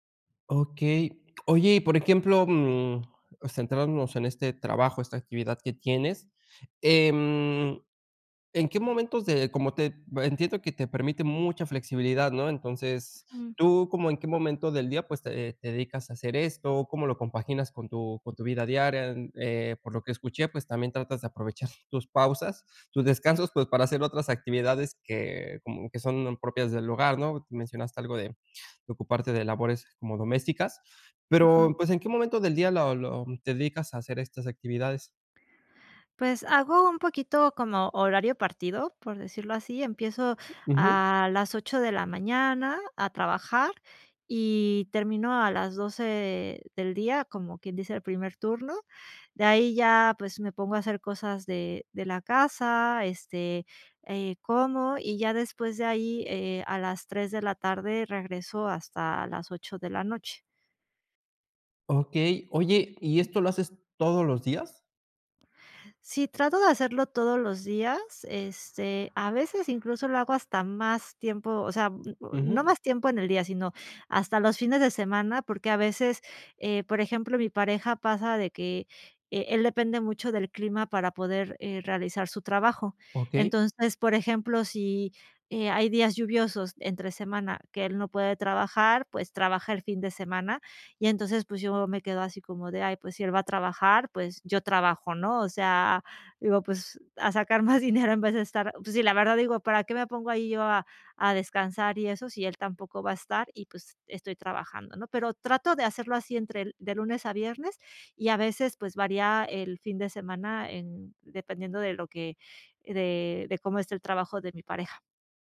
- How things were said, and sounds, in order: laughing while speaking: "aprovechar"; other background noise; tapping; laughing while speaking: "a sacar más dinero"
- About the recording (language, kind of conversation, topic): Spanish, advice, ¿Cómo puedo tomarme pausas de ocio sin sentir culpa ni juzgarme?